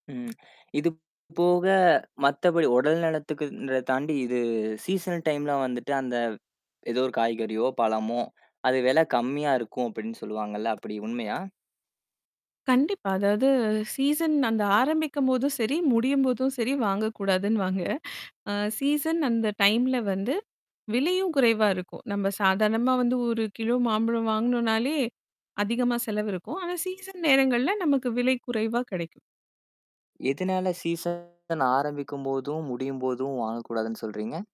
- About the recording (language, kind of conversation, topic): Tamil, podcast, பருவத்திற்கேற்ற உணவுகளைச் சாப்பிடுவதால் நமக்கு என்னென்ன நன்மைகள் கிடைக்கின்றன?
- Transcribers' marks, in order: other noise; in English: "சீசனல்"; other background noise; tapping; in English: "சீசன்"; in English: "சீசன்"; distorted speech; in English: "சீசன்"; in English: "சீசன்"; mechanical hum